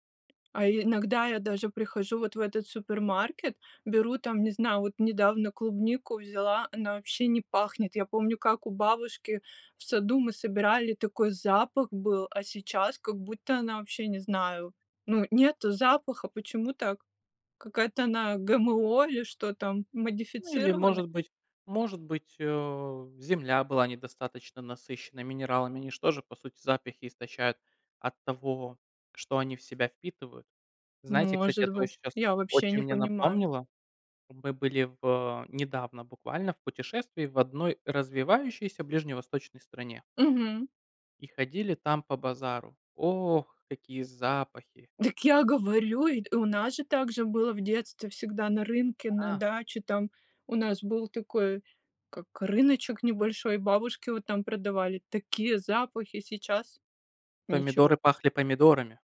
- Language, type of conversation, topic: Russian, unstructured, Что для тебя значит домашняя еда?
- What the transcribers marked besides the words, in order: tapping